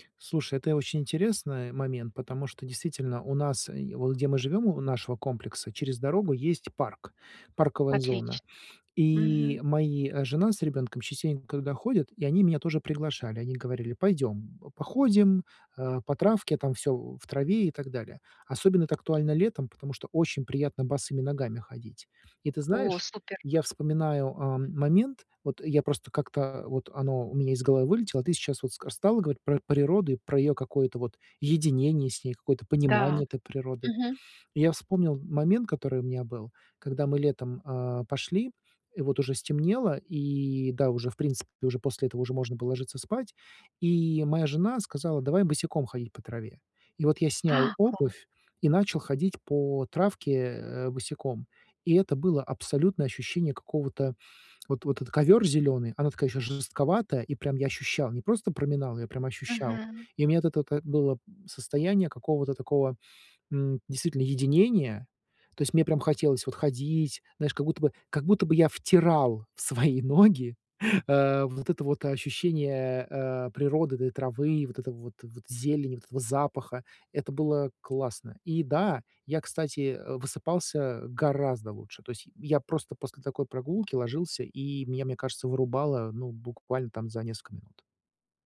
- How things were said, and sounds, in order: tapping; other background noise; laughing while speaking: "в свои ноги, э"
- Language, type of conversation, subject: Russian, advice, Как создать спокойную вечернюю рутину, чтобы лучше расслабляться?